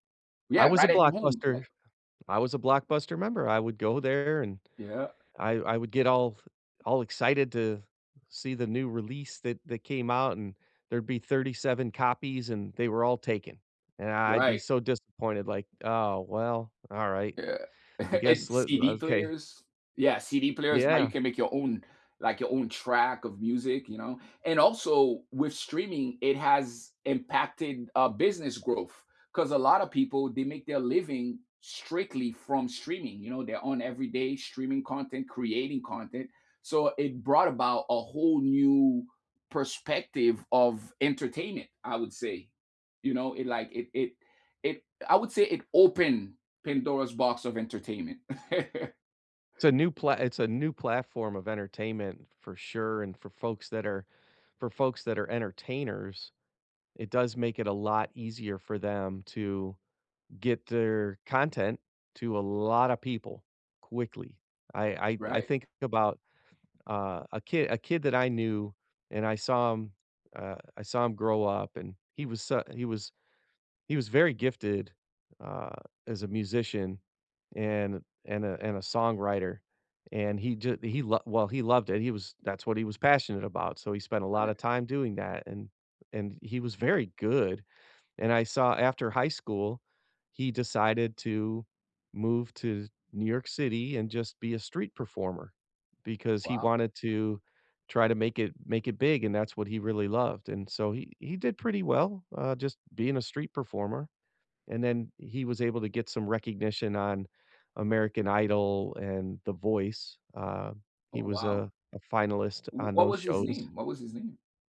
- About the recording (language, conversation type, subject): English, unstructured, How does streaming shape what you watch, create, and share together?
- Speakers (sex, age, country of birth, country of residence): male, 45-49, United States, United States; male, 55-59, United States, United States
- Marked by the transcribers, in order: other background noise; chuckle; laugh; unintelligible speech